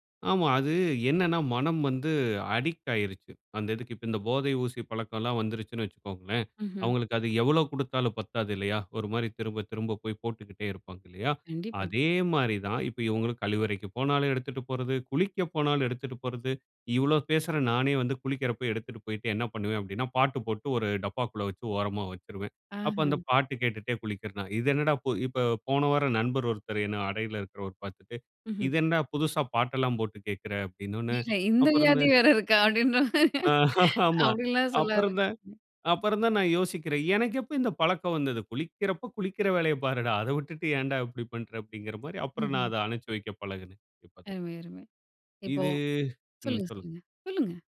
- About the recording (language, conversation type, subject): Tamil, podcast, ஸ்மார்ட்போன் மற்றும் மின்னஞ்சல் பயன்பாட்டுக்கு வரம்பு வைக்க நீங்கள் பின்பற்றும் விதிகள் ஏதேனும் உள்ளனவா?
- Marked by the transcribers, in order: in English: "அடிக்ட்"; laughing while speaking: "இல்ல. இந்த வியாதி வேற இருக்கா அப்படின்ற மாரி"; laugh; other background noise